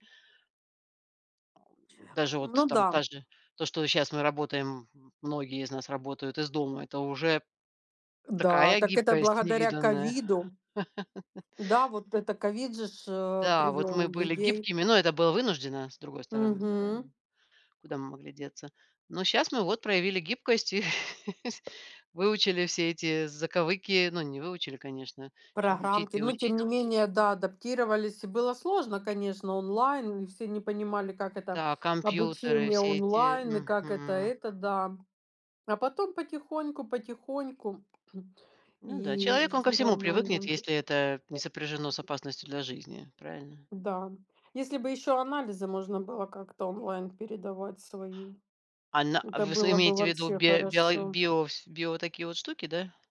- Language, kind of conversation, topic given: Russian, unstructured, Как вы развиваете способность адаптироваться к меняющимся условиям?
- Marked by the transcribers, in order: other background noise; laugh; background speech; tapping; laugh; chuckle